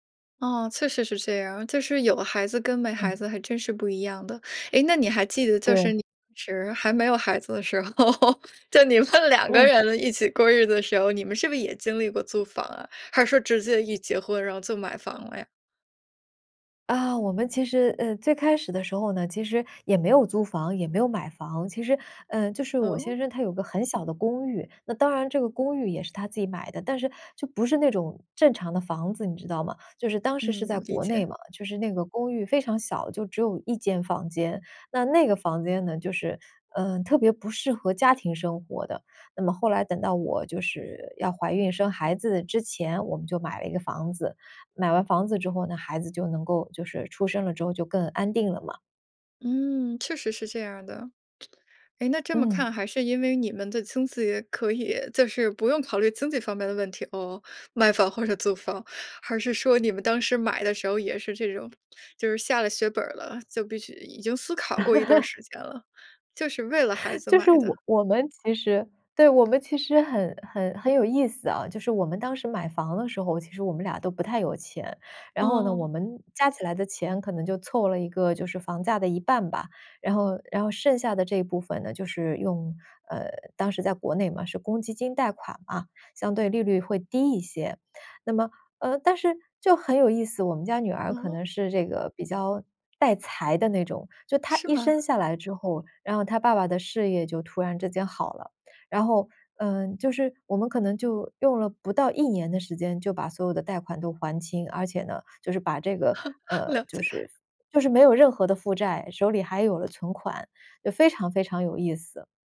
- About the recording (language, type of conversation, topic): Chinese, podcast, 你该如何决定是买房还是继续租房？
- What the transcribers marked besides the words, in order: laughing while speaking: "时候， 就你们两 个人一起过日子的时候"; lip smack; laughing while speaking: "买房或者租房"; laugh; laugh; laughing while speaking: "了解"